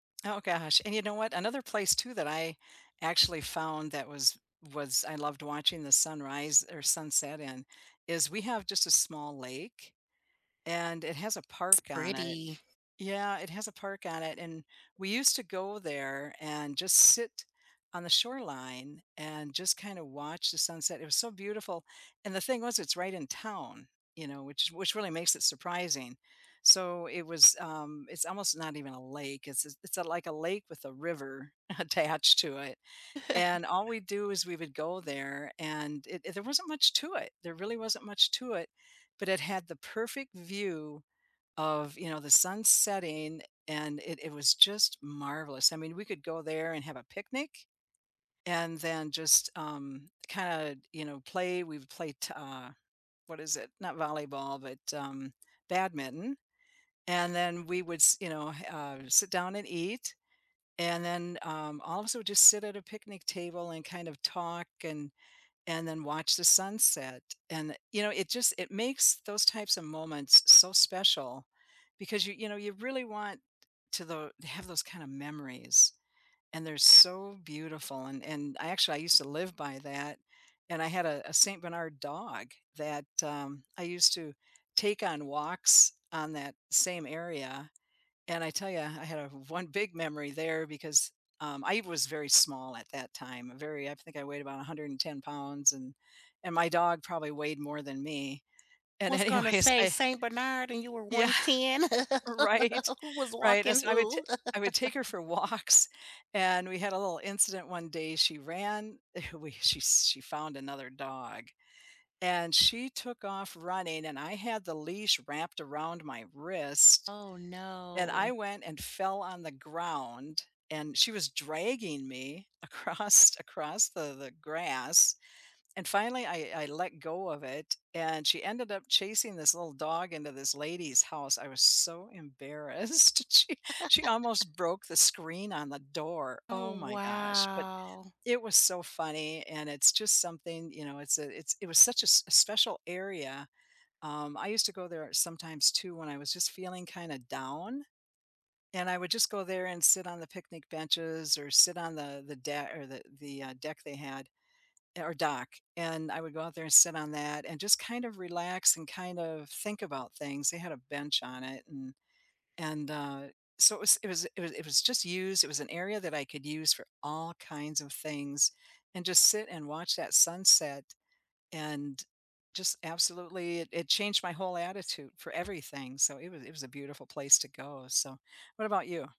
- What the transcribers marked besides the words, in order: laughing while speaking: "attached"; laugh; laughing while speaking: "and anyways"; tapping; laughing while speaking: "Yeah, right"; laugh; laughing while speaking: "walks"; laughing while speaking: "across"; laughing while speaking: "embarrassed, she"; laugh; drawn out: "wow"
- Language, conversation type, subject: English, unstructured, Where in your city do you love to watch the sunrise or sunset, and what makes it feel special?
- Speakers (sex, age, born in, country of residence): female, 60-64, United States, United States; female, 70-74, United States, United States